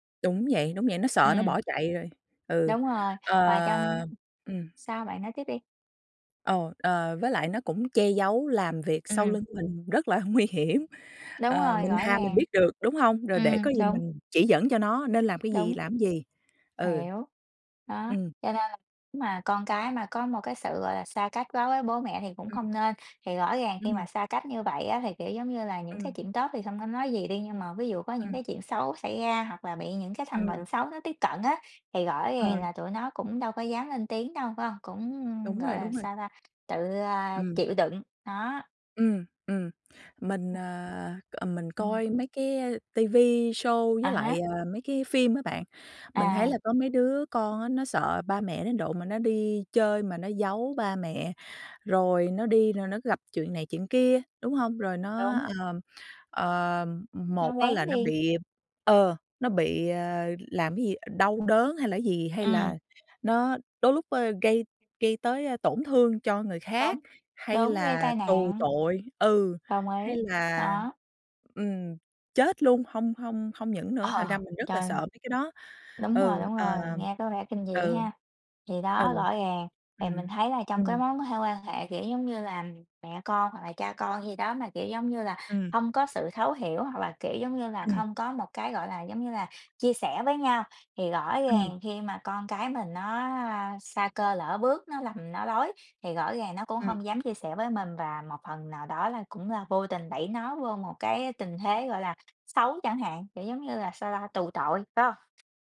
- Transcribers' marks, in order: tapping; laughing while speaking: "nguy hiểm"; other background noise; in English: "show"; chuckle
- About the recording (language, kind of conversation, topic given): Vietnamese, unstructured, Theo bạn, điều gì quan trọng nhất trong một mối quan hệ?